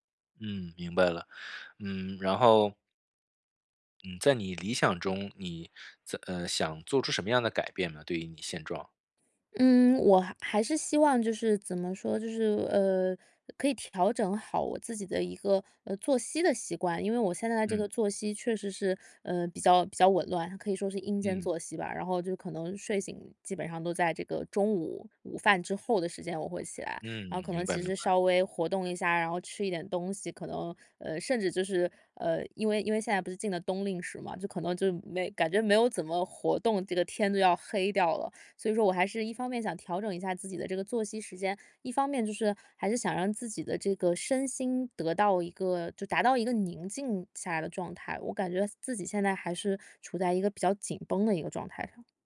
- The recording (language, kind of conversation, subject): Chinese, advice, 假期里如何有效放松并恢复精力？
- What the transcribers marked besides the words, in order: other background noise